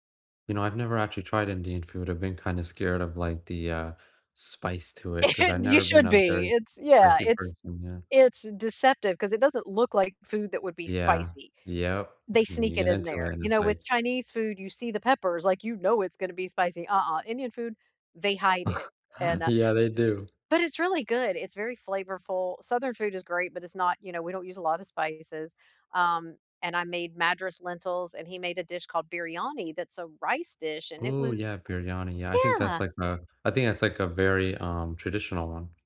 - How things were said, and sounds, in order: chuckle; other background noise; chuckle
- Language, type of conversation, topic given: English, unstructured, Which childhood tradition do you still keep today, and what keeps it meaningful for you?